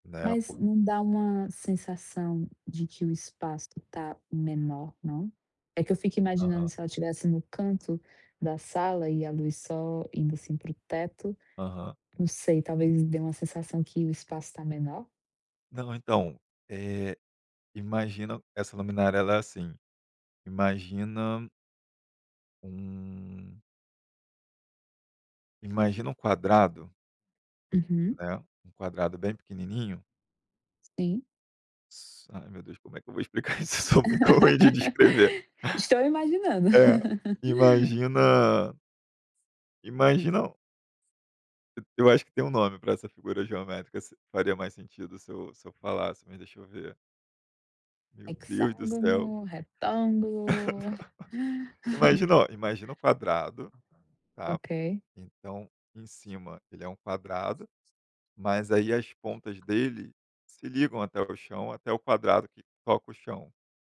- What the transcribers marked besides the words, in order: laugh; laughing while speaking: "isso? Eu sou muito ruim de descrever"; chuckle; laugh; chuckle; other noise; other background noise
- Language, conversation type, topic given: Portuguese, podcast, Qual é o papel da iluminação no conforto da sua casa?